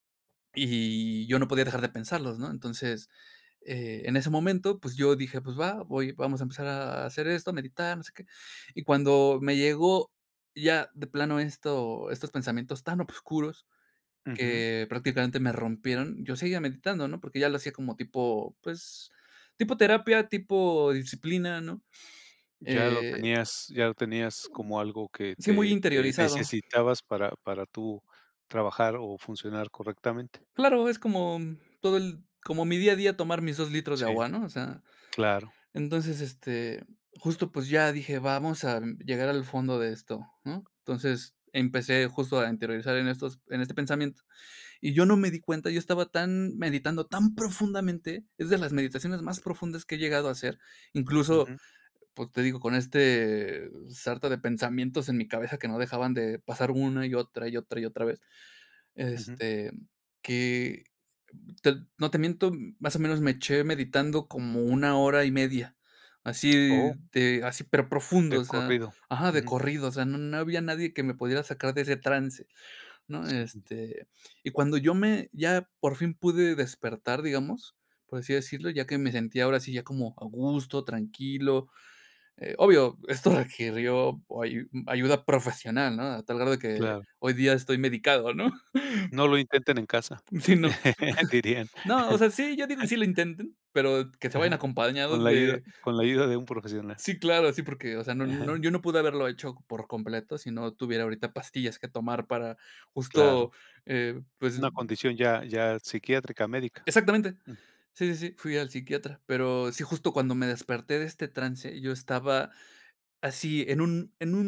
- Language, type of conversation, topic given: Spanish, podcast, ¿Cómo manejar los pensamientos durante la práctica?
- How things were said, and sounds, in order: other background noise; unintelligible speech; laughing while speaking: "¿no?"; chuckle; laugh; chuckle; chuckle